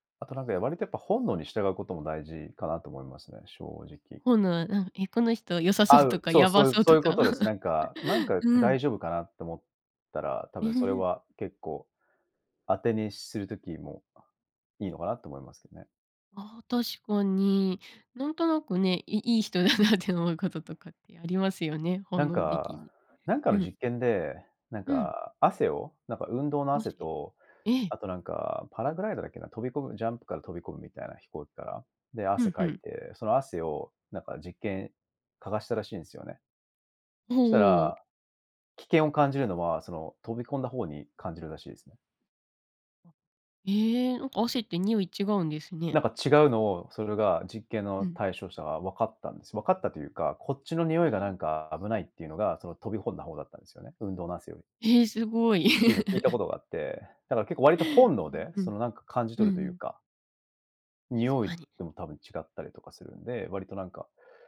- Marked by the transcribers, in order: laughing while speaking: "良さそうとかやばそうとか？"; laugh; laughing while speaking: "いい人だなって"; laugh
- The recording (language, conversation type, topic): Japanese, podcast, タイミングが合わなかったことが、結果的に良いことにつながった経験はありますか？